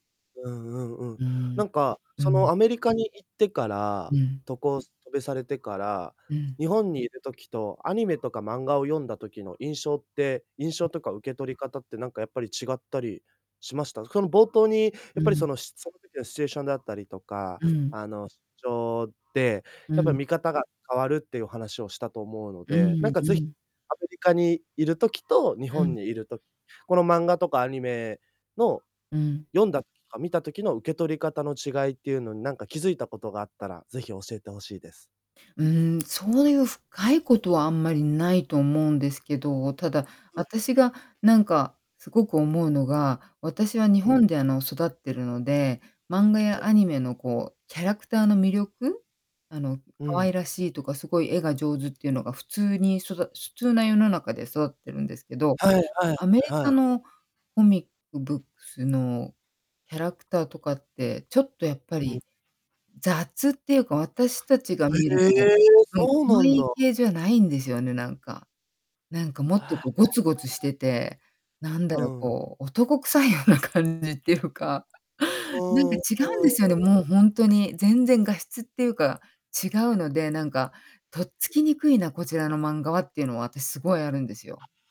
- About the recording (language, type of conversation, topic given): Japanese, podcast, 漫画やアニメの魅力は何だと思いますか？
- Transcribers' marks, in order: distorted speech; other background noise; static; unintelligible speech; laughing while speaking: "男臭いような感じ"; laugh